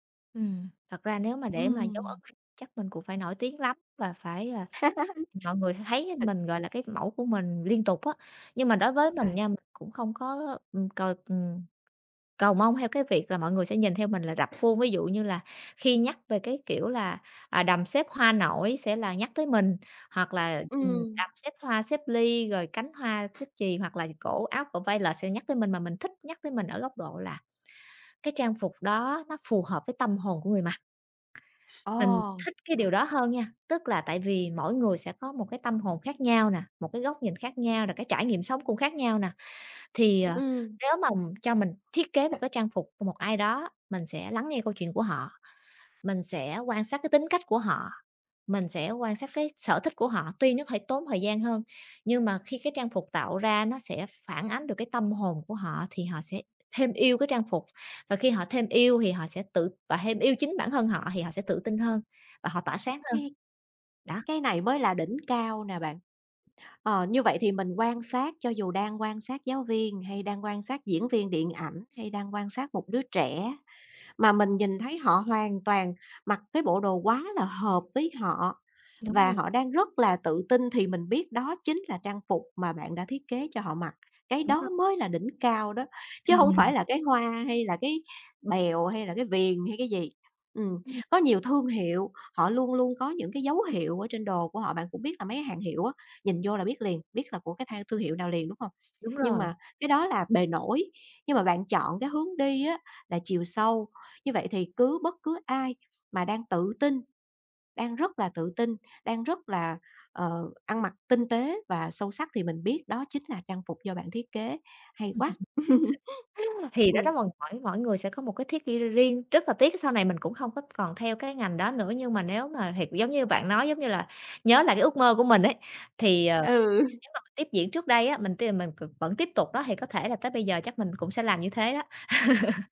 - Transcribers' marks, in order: other background noise; chuckle; tapping; chuckle; other noise; chuckle; unintelligible speech; laughing while speaking: "Ừ"; chuckle
- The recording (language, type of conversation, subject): Vietnamese, podcast, Phong cách ăn mặc có giúp bạn kể câu chuyện về bản thân không?
- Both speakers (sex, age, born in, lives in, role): female, 30-34, Vietnam, Vietnam, guest; female, 40-44, Vietnam, Vietnam, host